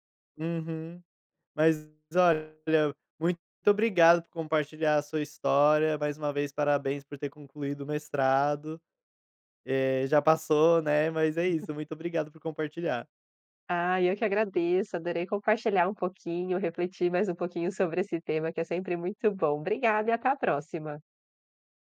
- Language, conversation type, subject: Portuguese, podcast, O que você faz quando o perfeccionismo te paralisa?
- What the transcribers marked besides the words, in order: laugh